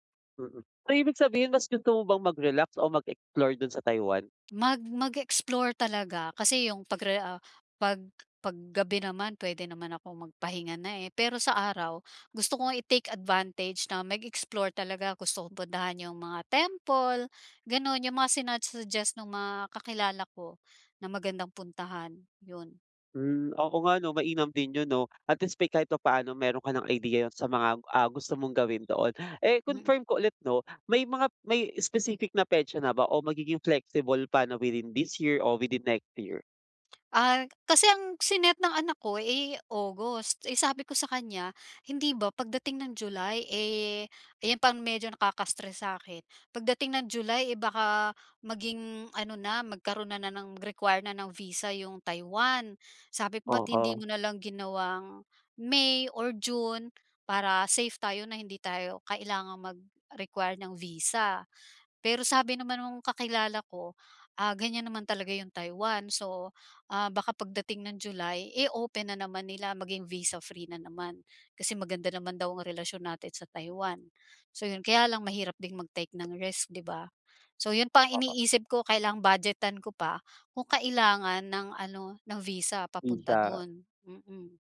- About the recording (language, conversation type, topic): Filipino, advice, Paano ako mas mag-eenjoy sa bakasyon kahit limitado ang badyet ko?
- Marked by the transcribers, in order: tapping; other background noise